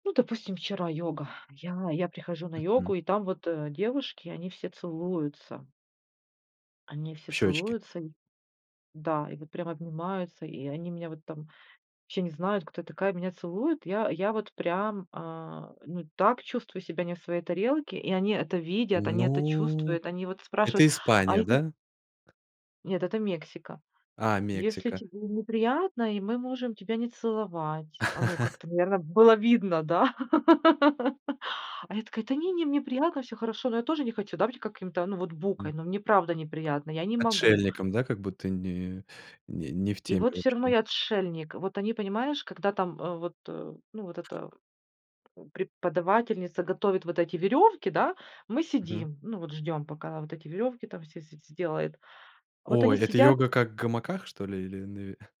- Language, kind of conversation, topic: Russian, podcast, Чувствовал ли ты когда‑нибудь, что не вписываешься?
- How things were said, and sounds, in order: tapping; chuckle; laugh; other background noise; chuckle